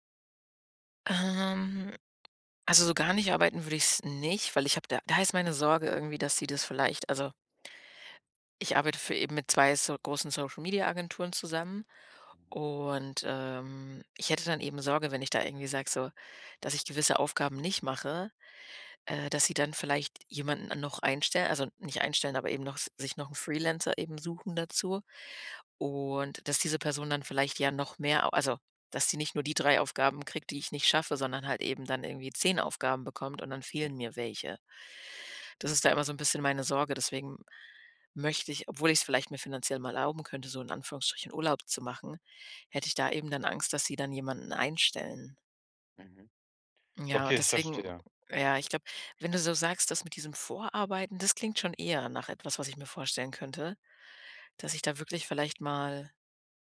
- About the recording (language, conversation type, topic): German, advice, Wie plane ich eine Reise stressfrei und ohne Zeitdruck?
- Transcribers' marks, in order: none